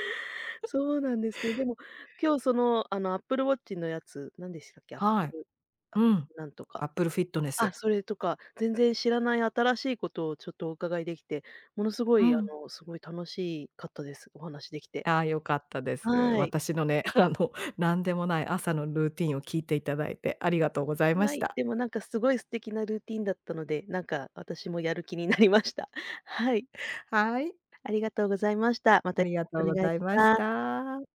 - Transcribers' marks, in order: laugh; laughing while speaking: "やる気になりました"
- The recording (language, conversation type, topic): Japanese, podcast, 朝起きて最初に何をしますか？